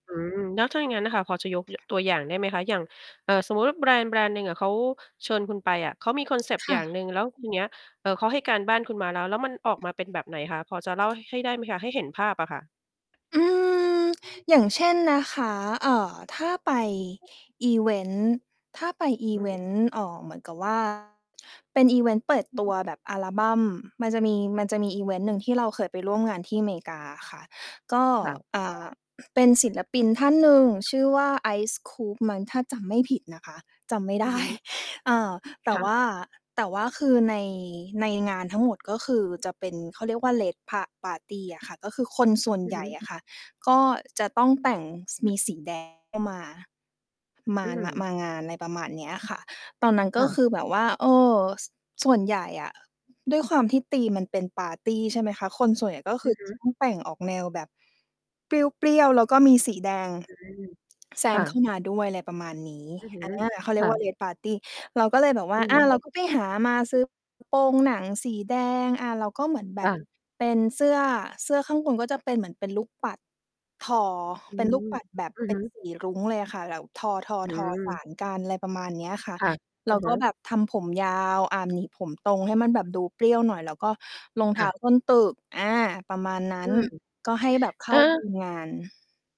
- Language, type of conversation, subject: Thai, podcast, คุณชอบสไตล์ที่แสดงความเป็นตัวเองชัดๆ หรือชอบสไตล์เรียบๆ มากกว่ากัน?
- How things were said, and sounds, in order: other background noise; tapping; distorted speech; laughing while speaking: "ไม่ได้"; in English: "Red pa Party"; in English: "Red Party"